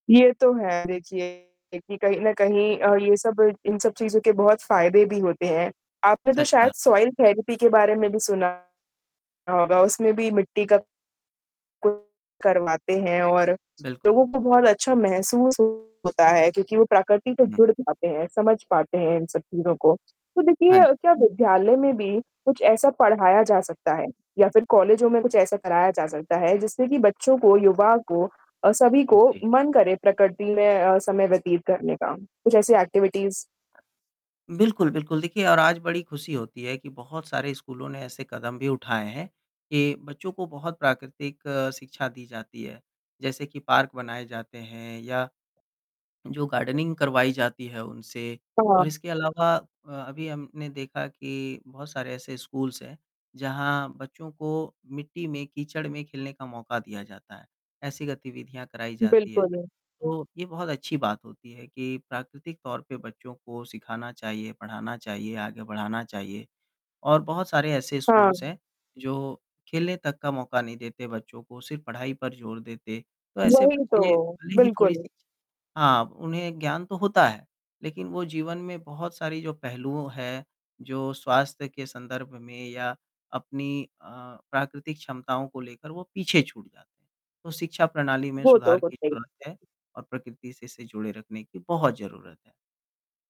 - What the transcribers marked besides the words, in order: static; distorted speech; other background noise; in English: "सॉइल थेरेपी"; in English: "एक्टिविटीज़"; in English: "गार्डनिंग"; in English: "स्कूल्स"; in English: "स्कूल्स"
- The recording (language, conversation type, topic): Hindi, podcast, प्रकृति से जुड़ने का सबसे आसान तरीका क्या है?